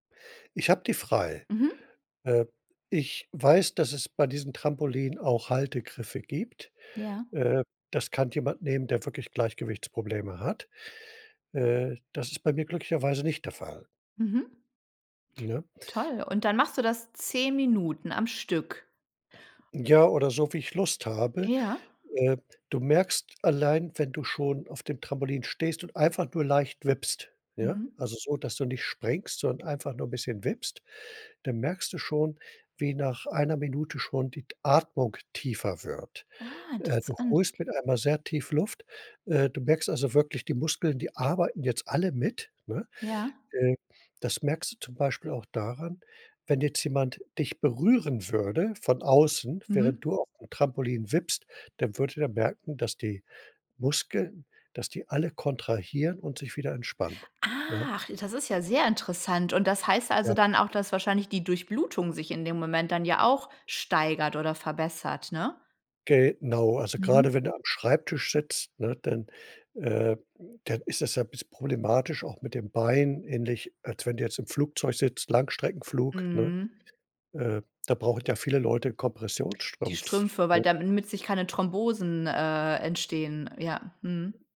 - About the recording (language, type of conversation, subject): German, podcast, Wie trainierst du, wenn du nur 20 Minuten Zeit hast?
- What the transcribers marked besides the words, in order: stressed: "Ah"; drawn out: "Ach"; surprised: "Ach"; other background noise